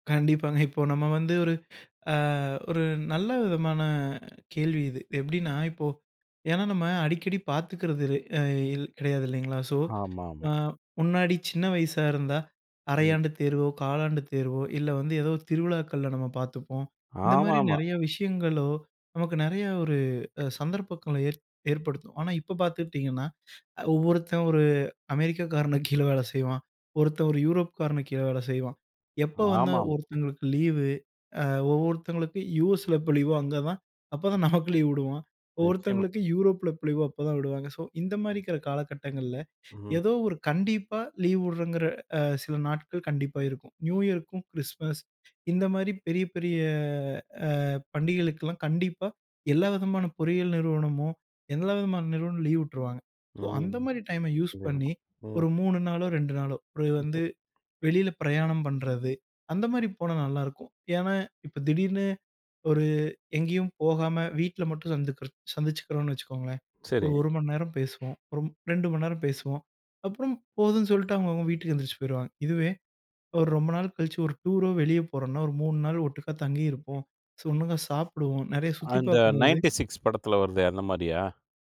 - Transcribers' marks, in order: in English: "ஸோ"; other background noise; other noise; in English: "ஸோ"; tapping; in English: "ஸோ"; unintelligible speech
- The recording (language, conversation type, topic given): Tamil, podcast, நட்பை பேணுவதற்கு அவசியமான ஒரு பழக்கம் என்ன என்று நீங்கள் நினைக்கிறீர்கள்?